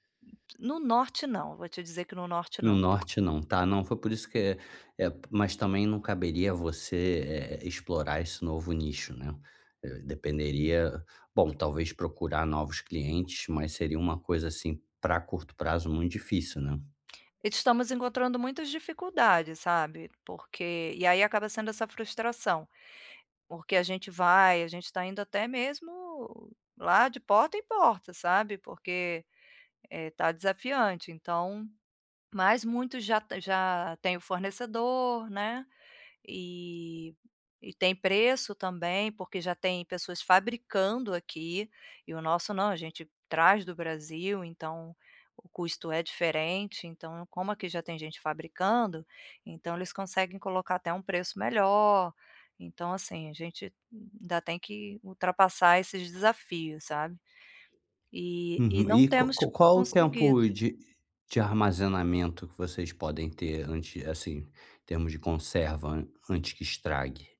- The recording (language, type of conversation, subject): Portuguese, advice, Como posso manter minha saúde mental durante uma instabilidade financeira?
- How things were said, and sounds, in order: other background noise